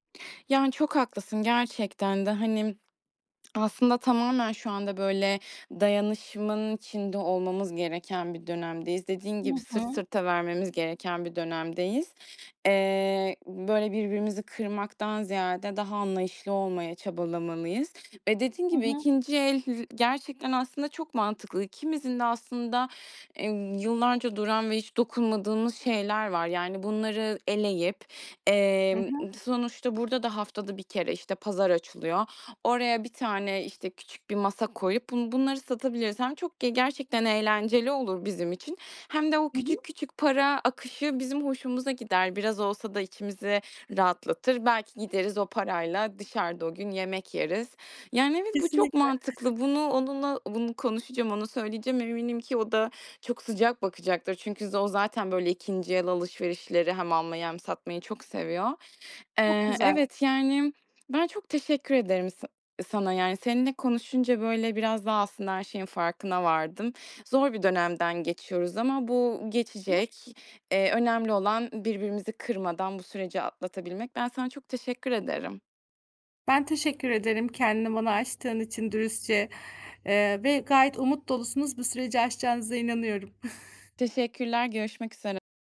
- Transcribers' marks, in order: lip smack; other background noise; unintelligible speech; giggle
- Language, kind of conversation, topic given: Turkish, advice, Geliriniz azaldığında harcamalarınızı kısmakta neden zorlanıyorsunuz?